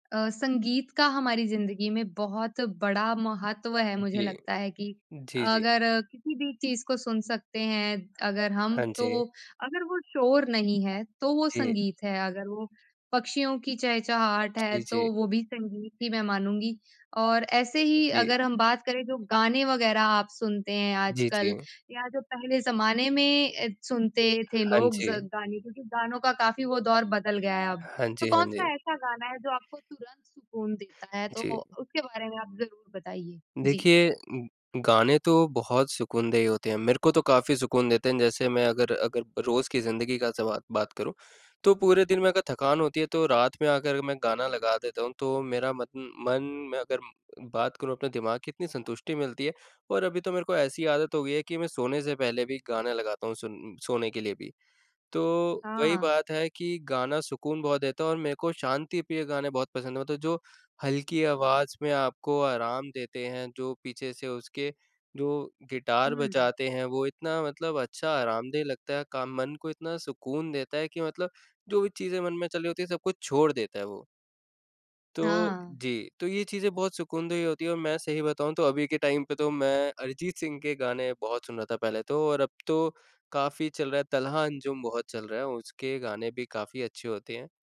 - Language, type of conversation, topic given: Hindi, podcast, कौन सा गाना आपको तुरंत सुकून दे देता है?
- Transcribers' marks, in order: in English: "टाइम"